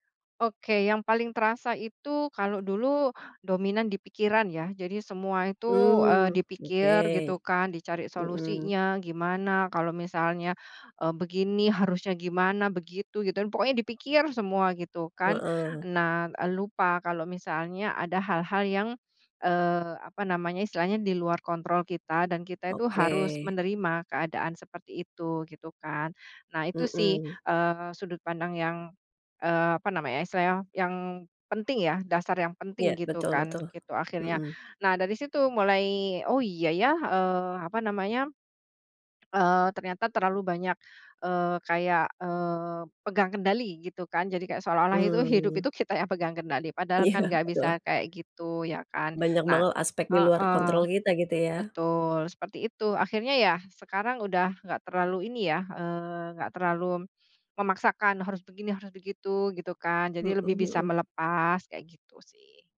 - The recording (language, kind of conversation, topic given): Indonesian, podcast, Pengalaman belajar apa yang mengubah cara pandangmu?
- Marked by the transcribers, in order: tapping; laughing while speaking: "kita"; laughing while speaking: "Iya"